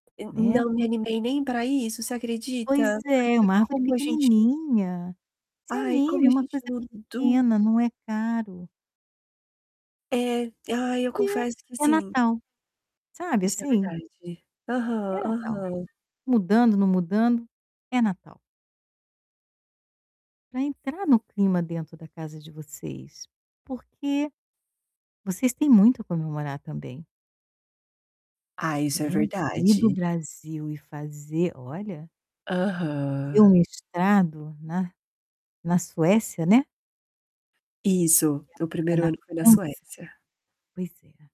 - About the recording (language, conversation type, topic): Portuguese, advice, O que devo fazer agora para focar nos próximos passos quando tudo parece incerto?
- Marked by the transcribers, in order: static; tapping; distorted speech